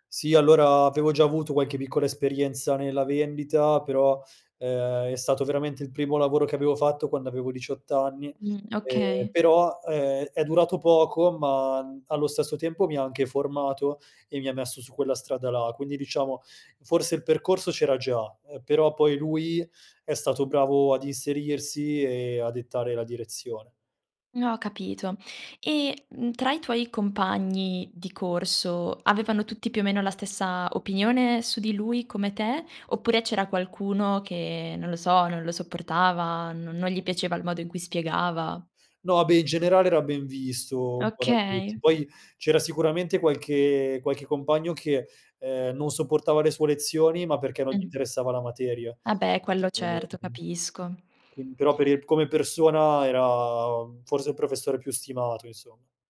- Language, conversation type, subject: Italian, podcast, Quale mentore ha avuto il maggiore impatto sulla tua carriera?
- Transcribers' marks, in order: unintelligible speech; wind